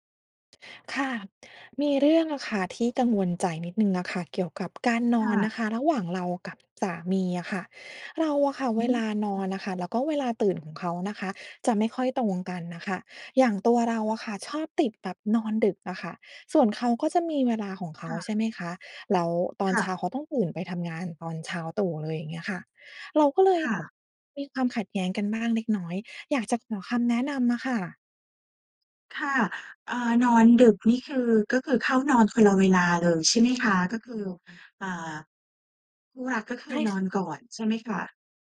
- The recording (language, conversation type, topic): Thai, advice, ต่างเวลาเข้านอนกับคนรักทำให้ทะเลาะกันเรื่องการนอน ควรทำอย่างไรดี?
- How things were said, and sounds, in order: inhale; other background noise; tapping